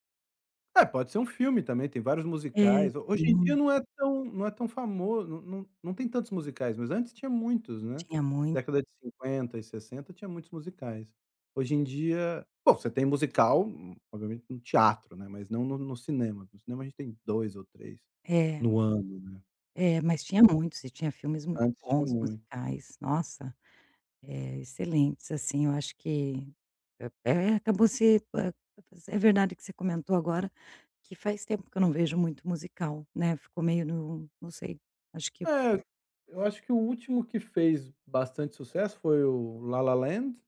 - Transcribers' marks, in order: unintelligible speech
- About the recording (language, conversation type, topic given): Portuguese, podcast, De que forma uma novela, um filme ou um programa influenciou as suas descobertas musicais?